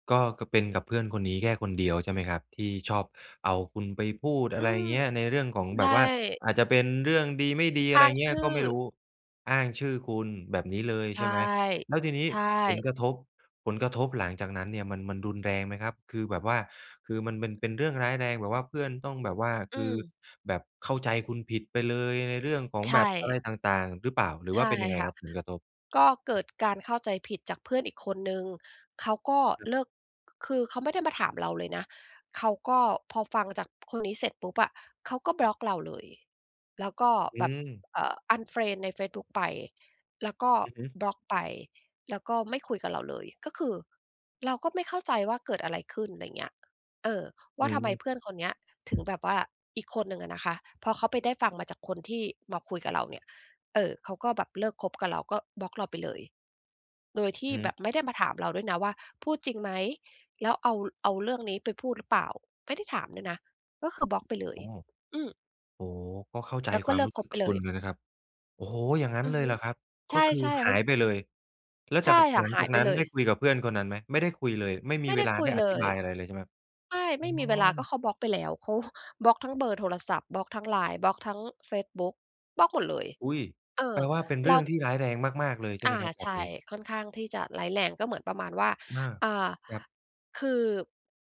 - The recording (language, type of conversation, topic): Thai, advice, จะเริ่มฟื้นฟูความมั่นใจหลังความสัมพันธ์ที่จบลงได้อย่างไร?
- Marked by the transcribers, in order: tapping